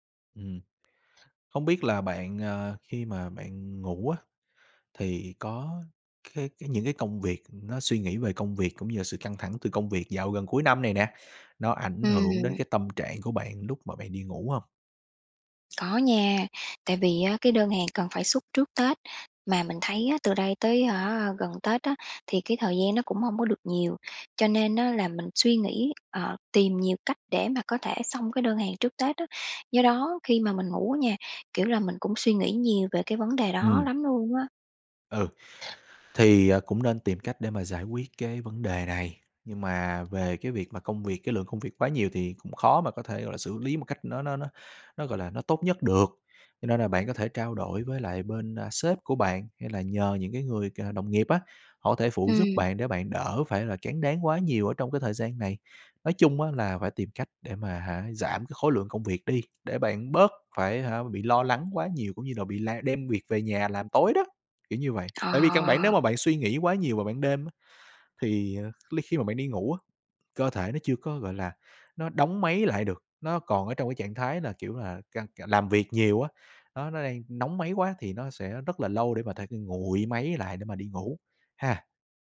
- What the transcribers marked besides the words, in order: tapping; other background noise; unintelligible speech
- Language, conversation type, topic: Vietnamese, advice, Vì sao tôi thức giấc nhiều lần giữa đêm và sáng hôm sau lại kiệt sức?